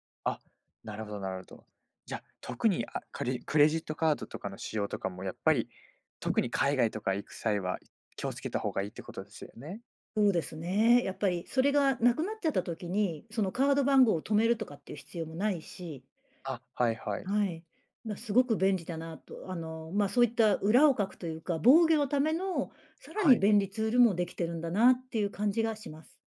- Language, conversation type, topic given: Japanese, podcast, プライバシーと利便性は、どのように折り合いをつければよいですか？
- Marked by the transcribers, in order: none